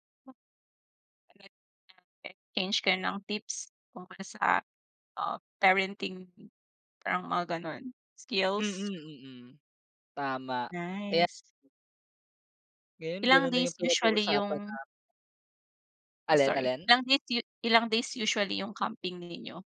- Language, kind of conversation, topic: Filipino, podcast, Ano ang paborito mong bonding na gawain kasama ang pamilya o barkada?
- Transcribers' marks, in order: unintelligible speech